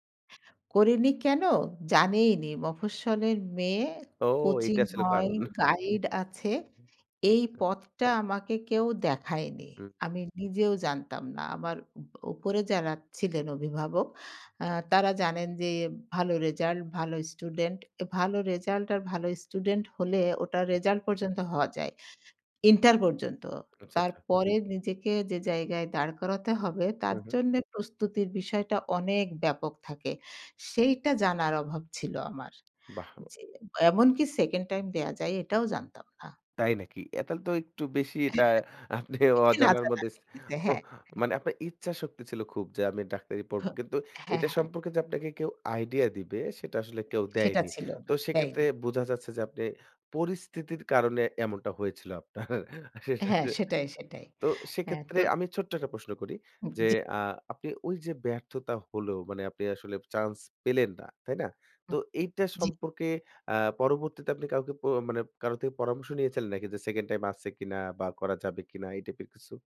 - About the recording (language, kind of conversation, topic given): Bengali, podcast, আপনার জীবনের কোনো একটি ব্যর্থতার গল্প বলুন—সেটা কেন ঘটেছিল?
- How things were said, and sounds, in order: other background noise; chuckle; unintelligible speech; laughing while speaking: "আপনি অজানার মধ্যে মানে"; unintelligible speech; other noise; chuckle